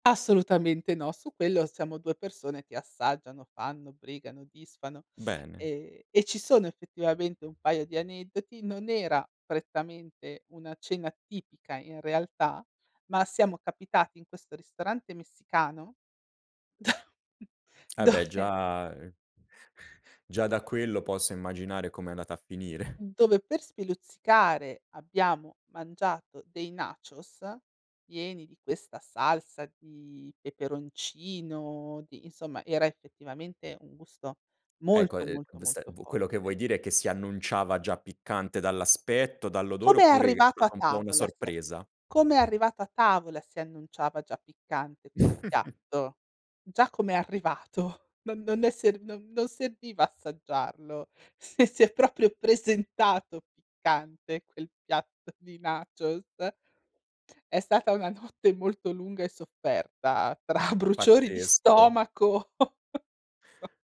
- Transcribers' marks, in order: laughing while speaking: "da dove"; tapping; chuckle; other background noise; chuckle; chuckle; chuckle; laughing while speaking: "arrivato"; laughing while speaking: "Sì, si è proprio presentato piccante quel piatto di nachos"; laughing while speaking: "tra bruciori di stomaco"; chuckle
- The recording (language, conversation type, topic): Italian, podcast, Qual è il cibo locale più memorabile che hai provato?